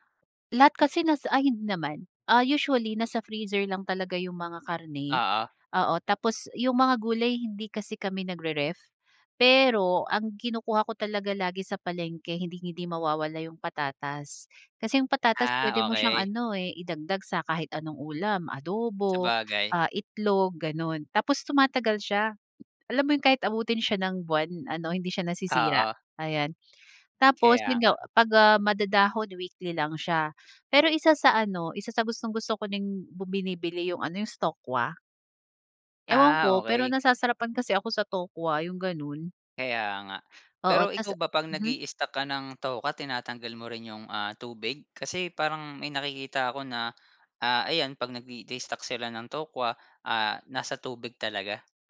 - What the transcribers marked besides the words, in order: background speech; tapping
- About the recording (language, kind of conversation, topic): Filipino, podcast, Ano-anong masusustansiyang pagkain ang madalas mong nakaimbak sa bahay?